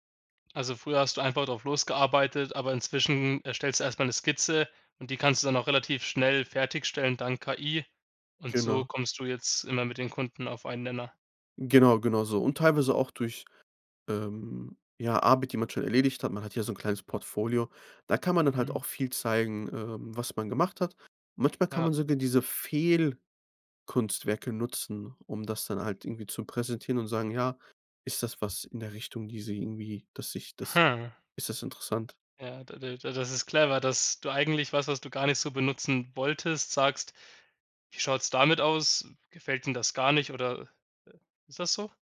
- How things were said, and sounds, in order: chuckle
- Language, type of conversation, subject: German, podcast, Welche Rolle spielen Fehler in deinem Lernprozess?